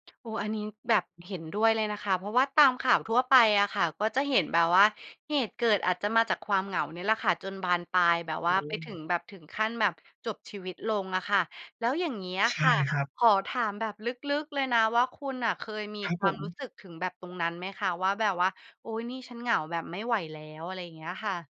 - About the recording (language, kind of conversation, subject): Thai, podcast, คุณมีวิธีรับมือกับความเหงาในเมืองใหญ่อย่างไร?
- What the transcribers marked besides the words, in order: none